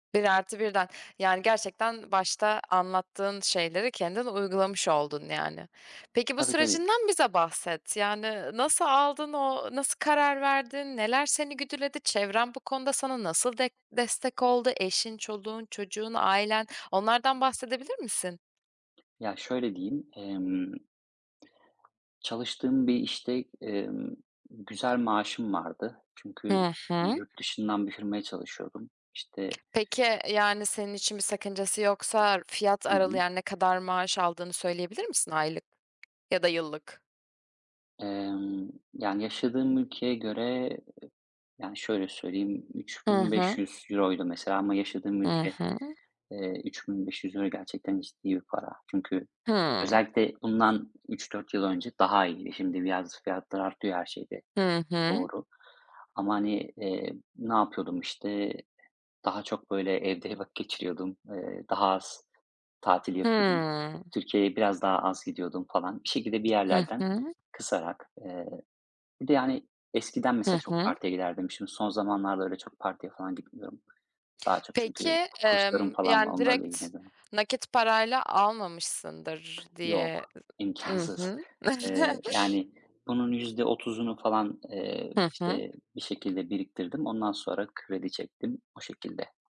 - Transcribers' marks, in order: tapping; other background noise; chuckle
- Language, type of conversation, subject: Turkish, podcast, Ev satın alma kararı verirken hangi faktörler daha belirleyici olur?